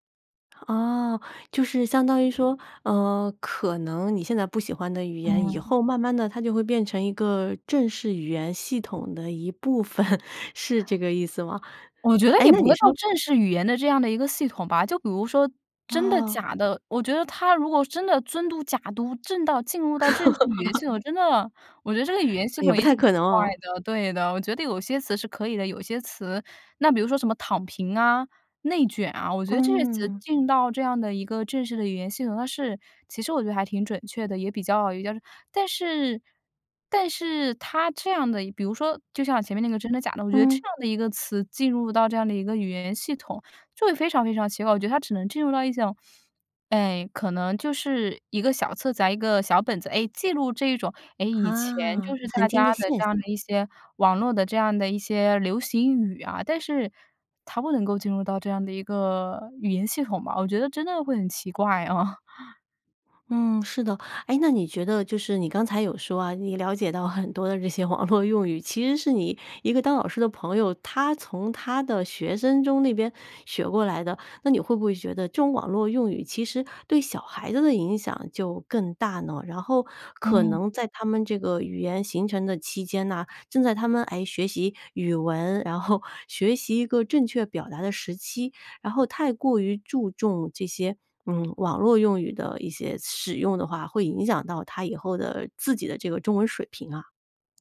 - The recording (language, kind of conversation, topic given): Chinese, podcast, 你觉得网络语言对传统语言有什么影响？
- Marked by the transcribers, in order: laughing while speaking: "分"; other background noise; laugh; "价值" said as "交织"; "种" said as "醒"; laughing while speaking: "啊"; chuckle; laughing while speaking: "这些网络用语"; laughing while speaking: "然后"